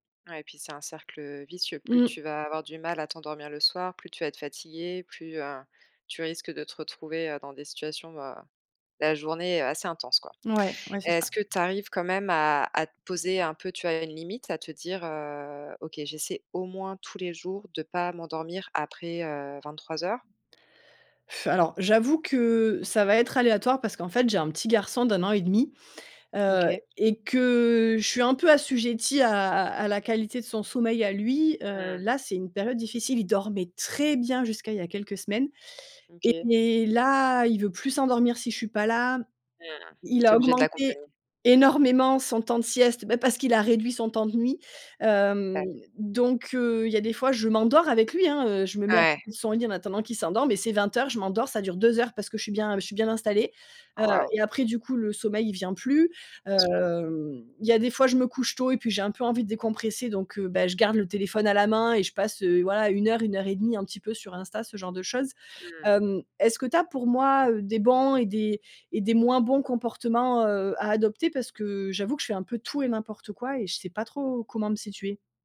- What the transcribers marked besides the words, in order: alarm; scoff; stressed: "très"
- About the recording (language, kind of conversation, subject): French, advice, Pourquoi ai-je du mal à instaurer une routine de sommeil régulière ?